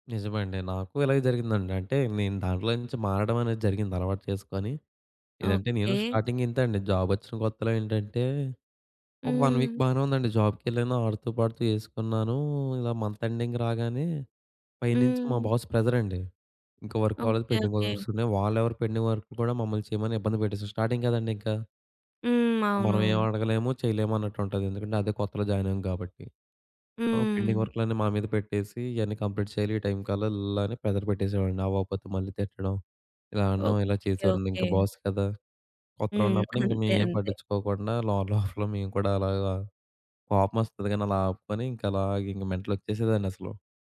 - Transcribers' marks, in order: in English: "జాబ్"; in English: "వన్ వీక్"; in English: "మంత్ ఎండింగ్"; in English: "బాస్"; in English: "పెండింగ్ వర్క్స్"; in English: "పెండింగ్ వర్క్"; in English: "స్టార్టింగ్"; in English: "జాయిన్"; in English: "పెండింగ్"; in English: "కంప్లీట్"; in English: "ప్రెషర్"; in English: "బాస్"; chuckle; in English: "మెంటల్"
- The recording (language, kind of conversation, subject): Telugu, podcast, పని మరియు కుటుంబంతో గడిపే సమయాన్ని మీరు ఎలా సమతుల్యం చేస్తారు?